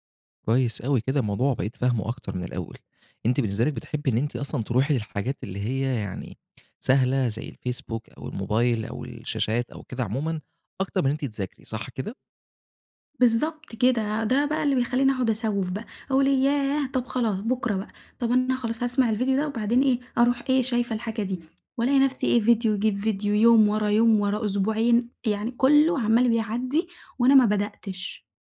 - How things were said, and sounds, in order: none
- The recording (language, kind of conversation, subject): Arabic, advice, إزاي بتتعامل مع التسويف وبتخلص شغلك في آخر لحظة؟
- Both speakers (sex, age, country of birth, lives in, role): female, 20-24, Egypt, Egypt, user; male, 25-29, Egypt, Egypt, advisor